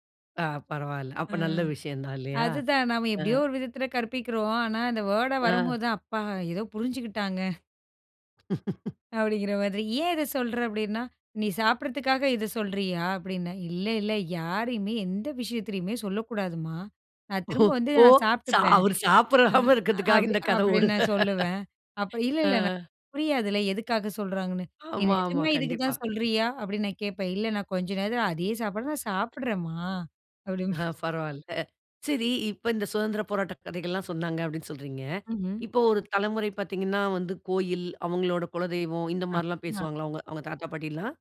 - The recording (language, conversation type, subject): Tamil, podcast, உங்கள் குடும்ப மதிப்புகளை குழந்தைகளுக்கு எப்படி கற்பிப்பீர்கள்?
- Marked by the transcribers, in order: in English: "வேர்ட"; laugh; laughing while speaking: "ஓ! சா அவரு சாப்றாம இருக்கறதுக்காக இந்த கத ஓடுது. ஆ"; "சாப்பிடாம" said as "சாப்றாம"; other background noise; other noise; laughing while speaking: "அப்படின்பான்"; laughing while speaking: "ஆ, பரவாயில்ல"